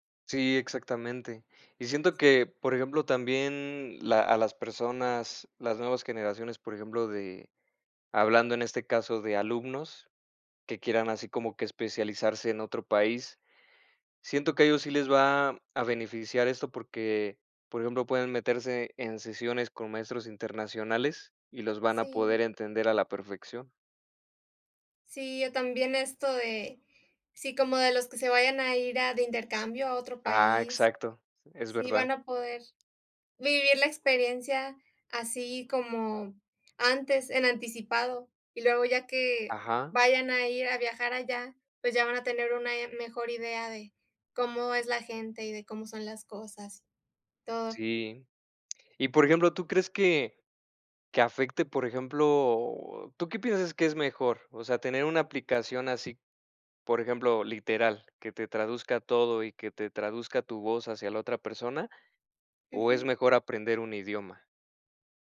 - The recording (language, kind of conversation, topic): Spanish, unstructured, ¿Te sorprende cómo la tecnología conecta a personas de diferentes países?
- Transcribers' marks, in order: other background noise